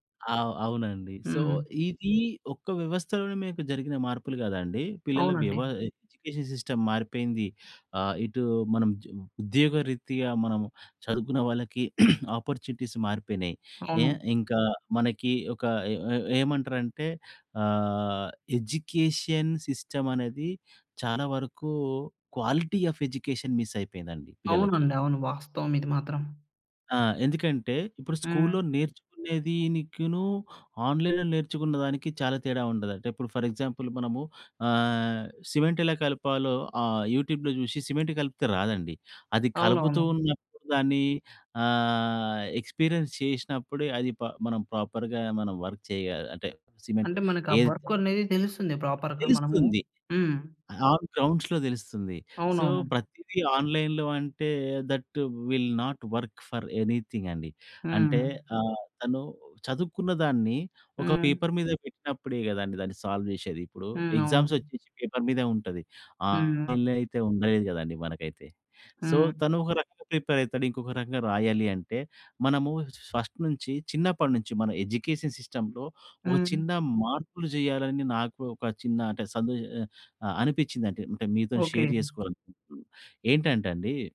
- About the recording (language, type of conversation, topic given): Telugu, podcast, ఆన్‌లైన్ విద్య రాబోయే కాలంలో పిల్లల విద్యను ఎలా మార్చేస్తుంది?
- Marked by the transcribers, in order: in English: "సో"; in English: "ఎడ్యుకేషన్ సిస్టమ్"; throat clearing; in English: "ఆపార్చునిటీస్"; in English: "ఎడ్యుకేషన్ సిస్టమ్"; in English: "క్వాలిటీ ఆఫ్ ఎడ్యుకేషన్ మిస్"; in English: "ఆన్‌లైన్‌లో"; in English: "ఫర్ ఎగ్జాంపుల్"; in English: "సిమెంట్"; in English: "యూట్యూబ్‌లో"; in English: "సిమెంట్"; in English: "ఎక్స్‌పీరియన్స్"; in English: "ప్రాపర్‌గా"; in English: "వర్క్"; in English: "సిమెంట్"; in English: "వర్క్"; in English: "ప్రాపర్‌గా"; in English: "ఆన్ గ్రౌండ్స్‌లో"; in English: "సో"; in English: "ఆన్‌లైన్‌లో"; in English: "దట్ విల్ నాట్ వర్క్ ఫర్ ఎనిథింగ్"; in English: "పేపర్"; in English: "సాల్వ్"; in English: "ఎగ్జామ్స్"; in English: "పేపర్"; in English: "ఆన్‌లైన్‌లో"; in English: "సో"; in English: "ప్రిపేర్"; in English: "ఫస్ట్"; in English: "ఎడ్యుకేషన్ సిస్టమ్‌లో"; in English: "షేర్"